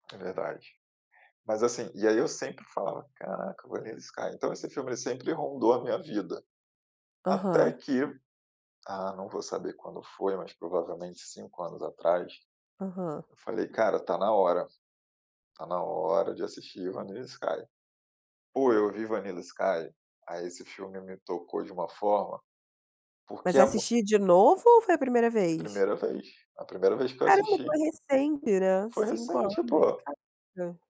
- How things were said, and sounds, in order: tapping
- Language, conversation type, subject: Portuguese, unstructured, Como você decide entre assistir a um filme ou a uma série?